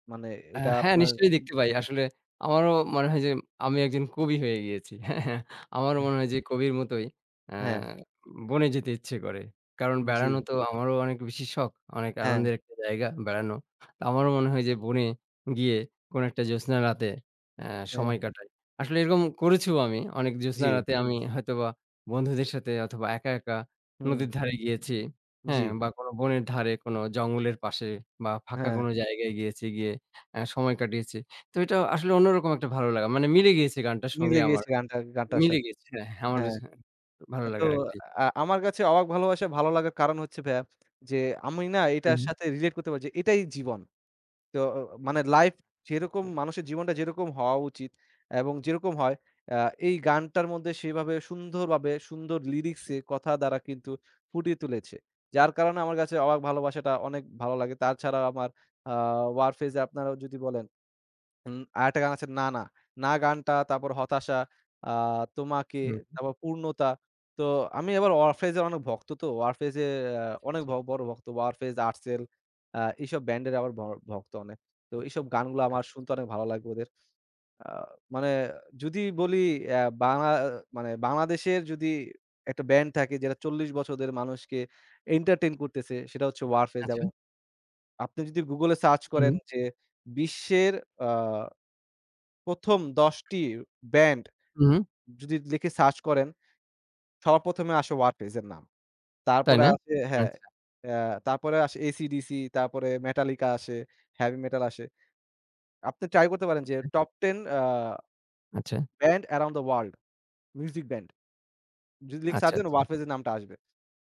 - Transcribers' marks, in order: tapping; laughing while speaking: "হ্যাঁ, হ্যাঁ"; unintelligible speech; lip trill; in English: "Top Ten"; in English: "Band Around the World, music band"
- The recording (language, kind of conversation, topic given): Bengali, unstructured, আপনার প্রিয় বাংলা গান কোনটি, আর কেন?